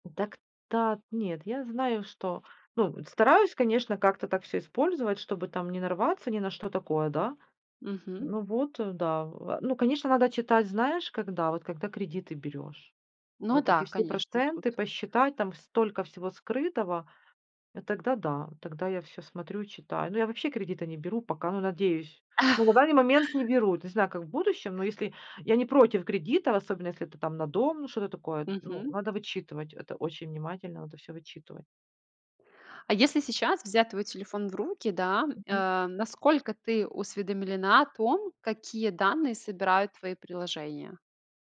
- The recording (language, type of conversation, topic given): Russian, podcast, Где, по‑твоему, проходит рубеж между удобством и слежкой?
- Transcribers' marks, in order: other background noise; chuckle